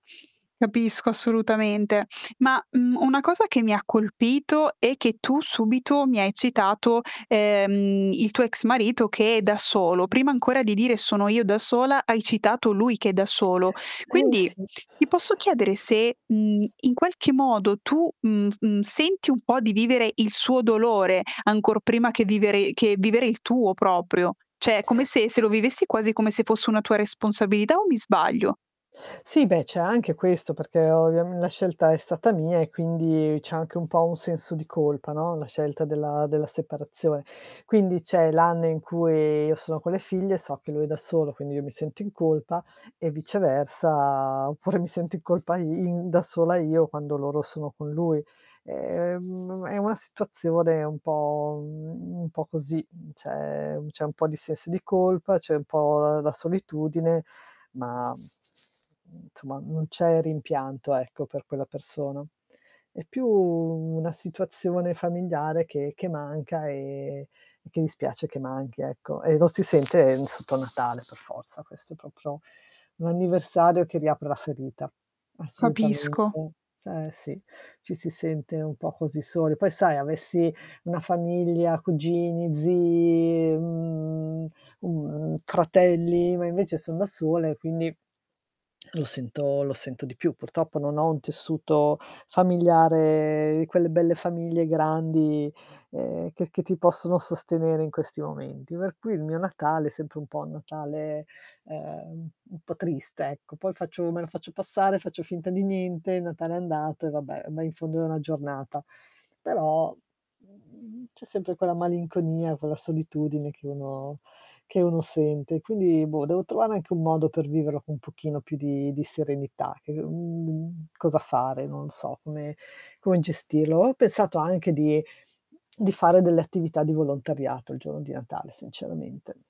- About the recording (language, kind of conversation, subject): Italian, advice, Come vivi le ricorrenze e gli anniversari che riaprono ferite?
- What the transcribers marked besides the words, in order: static; unintelligible speech; distorted speech; tapping; "Cioè" said as "ceh"; other background noise; laughing while speaking: "oppure"; "insomma" said as "nsomma"; drawn out: "più"; drawn out: "e"; "proprio" said as "propro"; drawn out: "mhmm"; drawn out: "familiare"